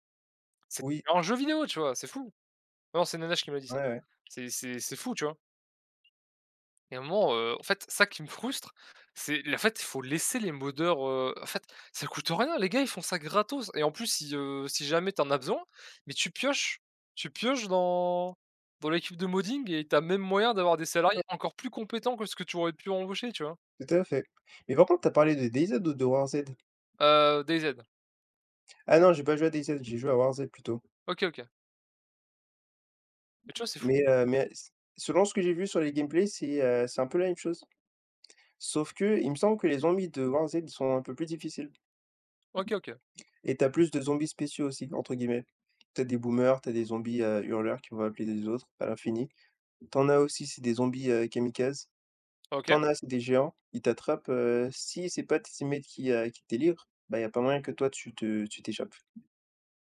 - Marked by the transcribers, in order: alarm; in English: "moddeur"; in English: "modding"; other noise; tapping; in English: "teammates"
- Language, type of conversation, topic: French, unstructured, Qu’est-ce qui te frustre le plus dans les jeux vidéo aujourd’hui ?